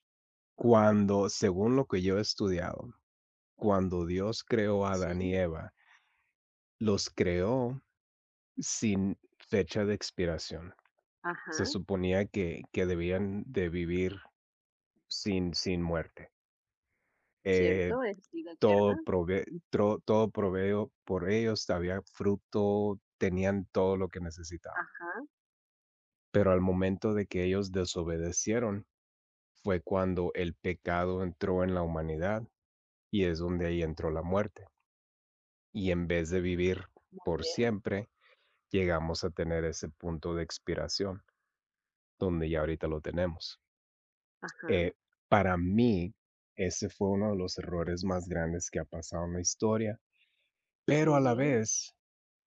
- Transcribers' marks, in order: tapping; "provisto" said as "proveo"; other background noise
- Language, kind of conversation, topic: Spanish, unstructured, ¿Cuál crees que ha sido el mayor error de la historia?